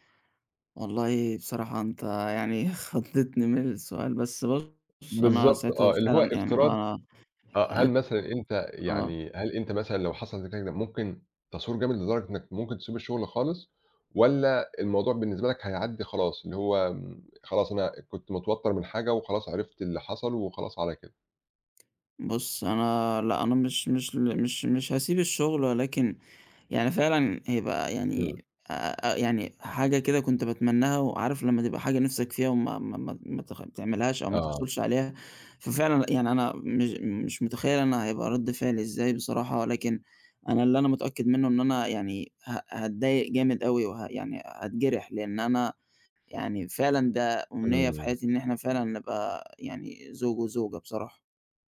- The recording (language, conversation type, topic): Arabic, advice, إزاي أقدر أتغلب على ترددي إني أشارك مشاعري بجد مع شريكي العاطفي؟
- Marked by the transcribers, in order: laughing while speaking: "خضّتني"; other background noise